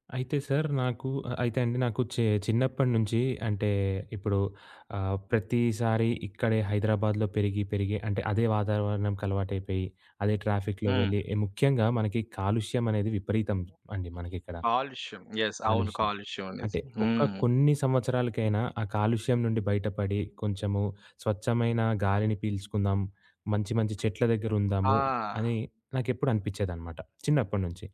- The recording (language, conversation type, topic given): Telugu, podcast, విదేశీ లేదా ఇతర నగరంలో పని చేయాలని అనిపిస్తే ముందుగా ఏం చేయాలి?
- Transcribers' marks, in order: tapping; in English: "ట్రాఫిక్‌లో"; other background noise; in English: "యెస్"